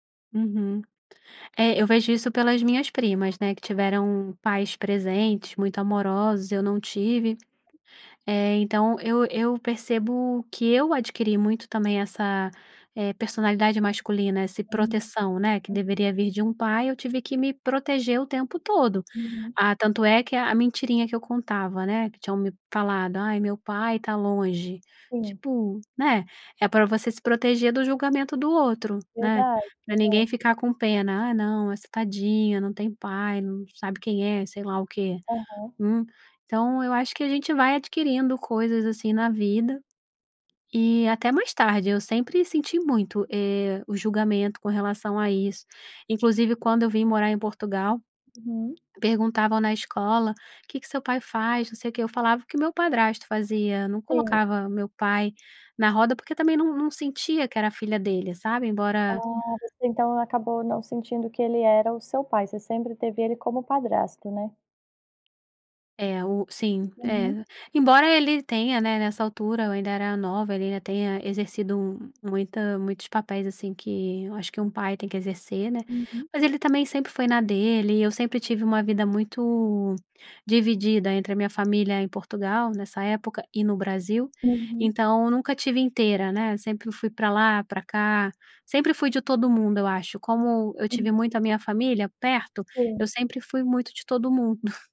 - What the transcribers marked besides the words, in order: tapping; other background noise
- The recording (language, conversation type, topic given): Portuguese, podcast, Como você pode deixar de se ver como vítima e se tornar protagonista da sua vida?